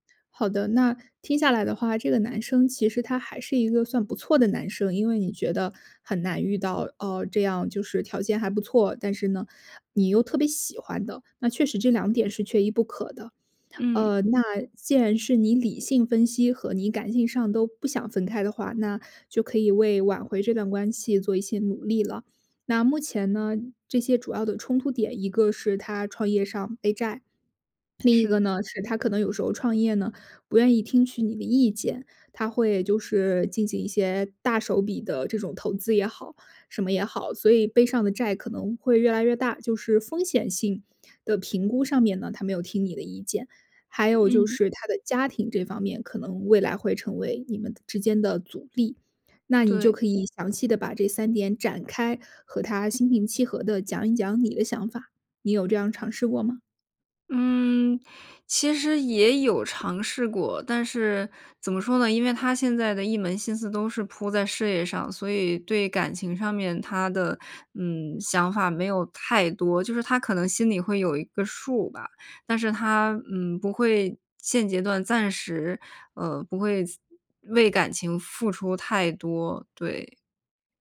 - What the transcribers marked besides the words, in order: other background noise; other noise
- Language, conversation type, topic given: Chinese, advice, 考虑是否该提出分手或继续努力